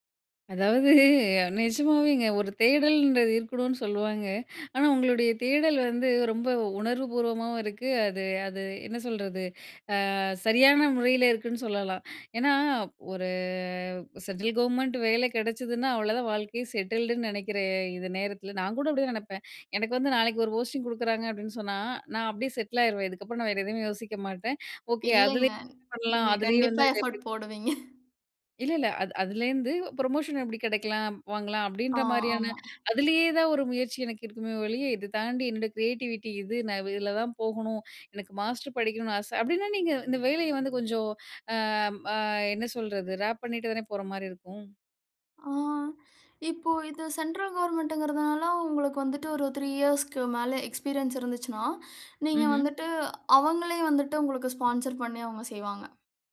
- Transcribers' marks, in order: chuckle; drawn out: "ஒரு"; in English: "போஸ்டிங்"; in English: "எஃபோர்ட்"; in English: "ப்ரமோஷன்"; other noise; in English: "கிரியேட்டிவிட்டி"; in English: "மாஸ்டர்"; in English: "ரேப்"; in English: "த்ரீ இயர்ஸ்க்கு"; in English: "எக்ஸ்பீரியன்ஸ்"; in English: "ஸ்பான்சர்"
- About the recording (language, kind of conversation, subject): Tamil, podcast, உங்கள் வாழ்க்கை இலக்குகளை அடைவதற்கு சிறிய அடுத்த படி என்ன?